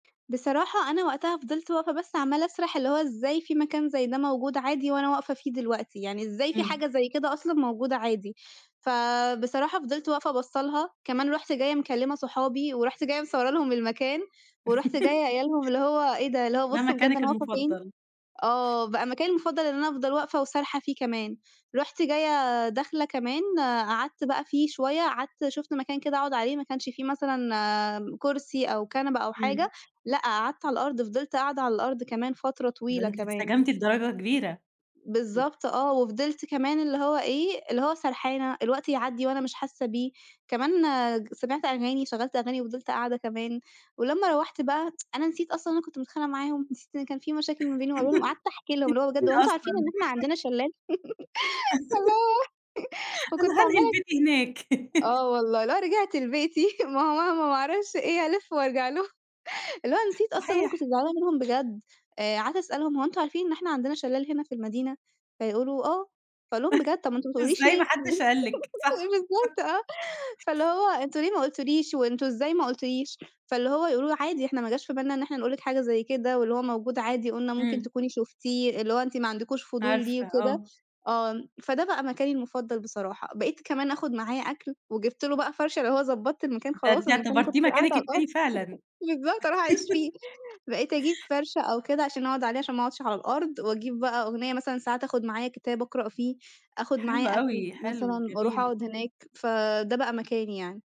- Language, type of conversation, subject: Arabic, podcast, إزاي الطبيعة بتأثر على مزاجك في العادة؟
- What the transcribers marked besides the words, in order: other background noise; laugh; tsk; laugh; laughing while speaking: "أنتِ مين أصلًا؟"; laugh; giggle; laughing while speaking: "الله"; chuckle; chuckle; laughing while speaking: "ما هو مهما، ما أعرفش إيه ألِف وأرجع لهم"; chuckle; laugh; laughing while speaking: "بالضبط آه فاللي هو"; chuckle; chuckle; laughing while speaking: "بالضبط هاروح أعيش فيه"; laugh